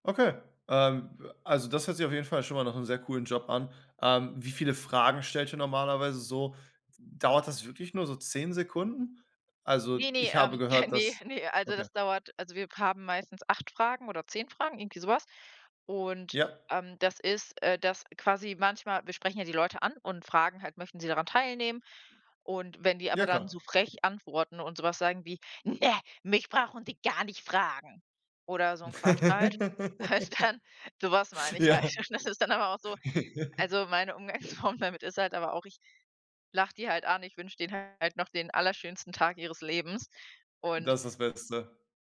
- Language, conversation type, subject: German, podcast, Wie hast du während der Umstellung Beruf und Privatleben in Balance gehalten?
- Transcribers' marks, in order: chuckle; other background noise; put-on voice: "Ne, mich brauchen Sie gar nicht fragen"; laugh; laughing while speaking: "halt dann"; laughing while speaking: "halt, und das ist dann aber auch"; laughing while speaking: "Ja"; laugh; laughing while speaking: "Umgangsform"